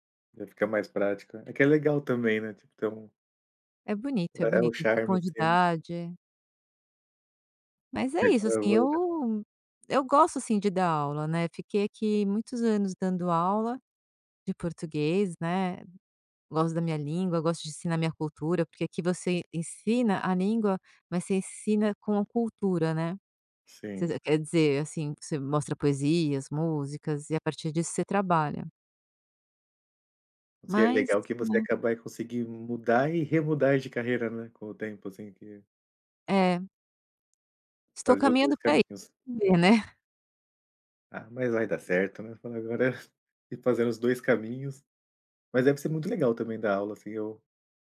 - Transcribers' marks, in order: unintelligible speech; tapping; unintelligible speech; chuckle
- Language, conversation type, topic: Portuguese, podcast, Como você se preparou para uma mudança de carreira?